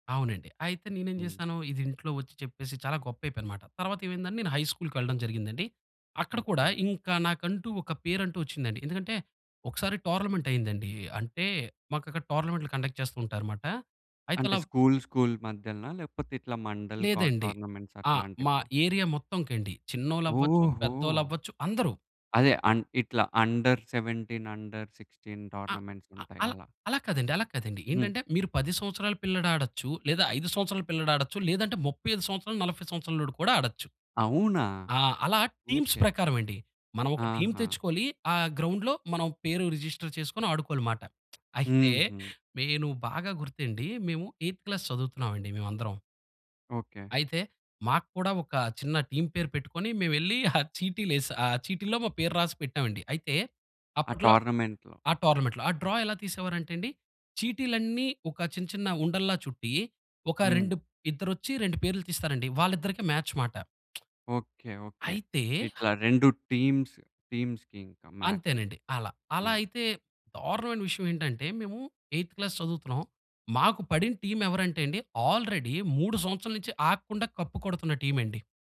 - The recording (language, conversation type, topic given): Telugu, podcast, నువ్వు చిన్నప్పుడే ఆసక్తిగా నేర్చుకుని ఆడడం మొదలుపెట్టిన క్రీడ ఏదైనా ఉందా?
- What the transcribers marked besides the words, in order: in English: "కండక్ట్"; in English: "మండల్"; in English: "టోర్నమెంట్స్"; in English: "ఏరియా"; in English: "అండర్ సెవెంటీన్, అండర్ సిక్స్టీన్"; in English: "టీమ్స్"; in English: "టీమ్"; in English: "గ్రౌండ్‌లో"; in English: "రిజిస్టర్"; lip smack; in English: "ఎయిత్ క్లాస్"; in English: "టీమ్"; chuckle; in English: "టో‌ర్నమెంట్‌లో"; in English: "టోర్నమెంట్‌లో"; in English: "డ్రా"; in English: "మ్యాచ్"; lip smack; in English: "టీమ్స్ టీమ్స్‌కి"; in English: "మ్యాచ్"; in English: "ఎయిత్ క్లాస్"; in English: "టీమ్"; in English: "ఆల్రెడీ"; in English: "కప్"